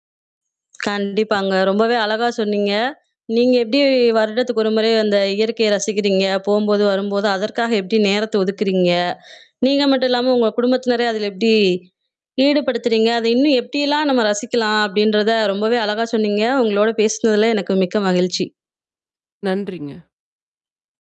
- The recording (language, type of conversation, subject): Tamil, podcast, இயற்கையிலிருந்து நீங்கள் கற்றுக்கொண்ட மிக முக்கியமான பாடம் என்ன?
- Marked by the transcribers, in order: mechanical hum; other noise; inhale